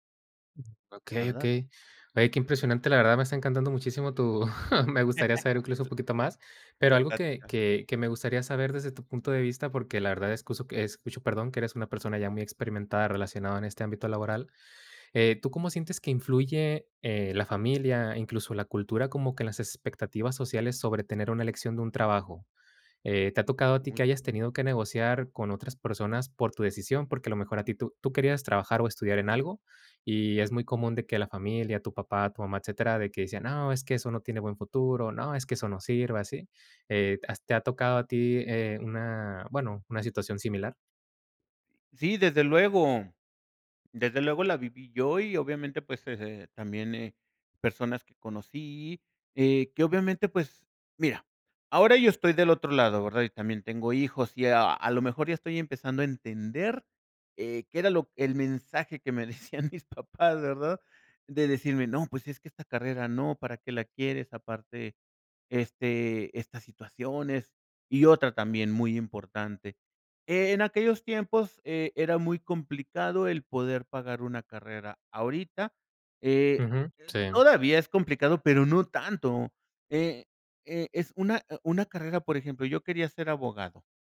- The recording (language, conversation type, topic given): Spanish, podcast, ¿Cómo decides entre la seguridad laboral y tu pasión profesional?
- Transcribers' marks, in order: other noise; chuckle; laugh; other background noise; laughing while speaking: "decían mis papás"